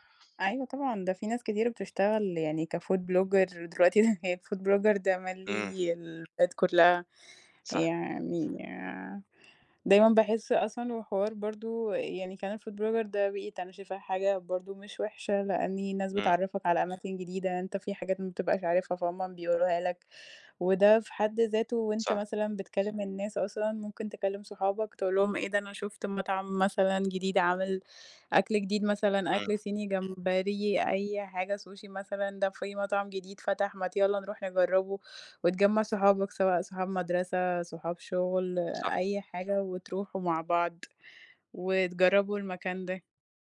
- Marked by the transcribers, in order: in English: "كfood blogger"; chuckle; in English: "الfood blogger"; in English: "الfood blogger"; other background noise; tapping
- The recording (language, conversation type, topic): Arabic, unstructured, هل إنت مؤمن إن الأكل ممكن يقرّب الناس من بعض؟
- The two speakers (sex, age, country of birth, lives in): female, 25-29, Egypt, Egypt; male, 25-29, United Arab Emirates, Egypt